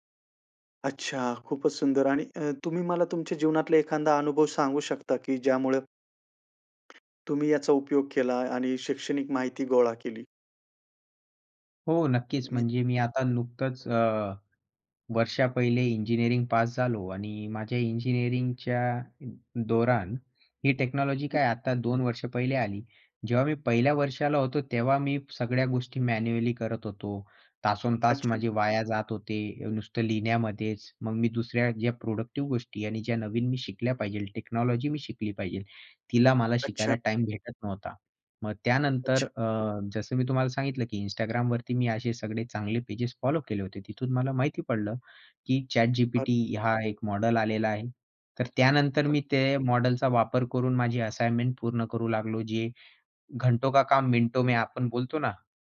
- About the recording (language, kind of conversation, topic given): Marathi, podcast, शैक्षणिक माहितीचा सारांश तुम्ही कशा पद्धतीने काढता?
- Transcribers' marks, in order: other background noise; tapping; in English: "टेक्नॉलॉजी"; in English: "मॅन्युअली"; in English: "टेक्नॉलॉजी"; in English: "असाइनमेंट"; in Hindi: "घंटो का काम मिनटों में"